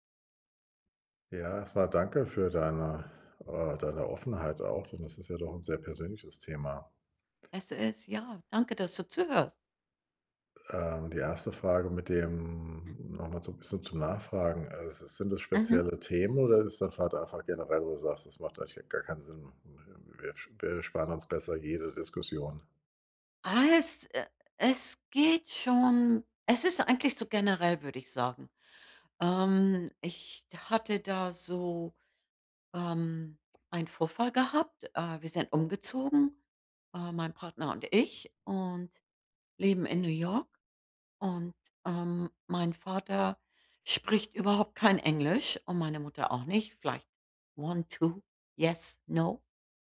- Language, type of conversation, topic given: German, advice, Welche schnellen Beruhigungsstrategien helfen bei emotionaler Überflutung?
- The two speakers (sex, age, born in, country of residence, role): female, 65-69, Germany, United States, user; male, 60-64, Germany, Germany, advisor
- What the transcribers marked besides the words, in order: in English: "One, two, yes, no"